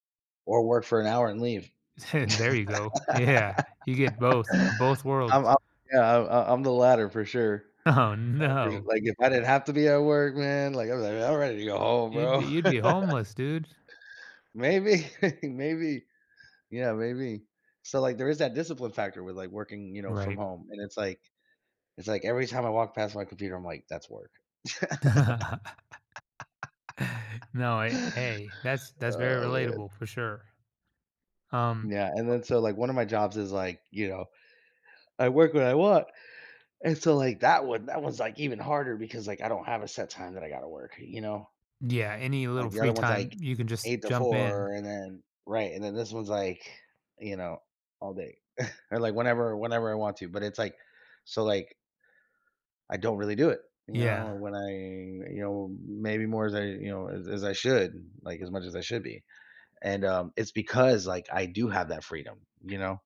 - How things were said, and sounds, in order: chuckle; laugh; laughing while speaking: "Yeah"; unintelligible speech; laughing while speaking: "Oh, no"; laugh; chuckle; laugh; laugh; other background noise; yawn; scoff
- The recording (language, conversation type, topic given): English, advice, How can I prevent burnout while managing daily stress?
- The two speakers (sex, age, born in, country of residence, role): male, 35-39, Dominican Republic, United States, user; male, 35-39, United States, United States, advisor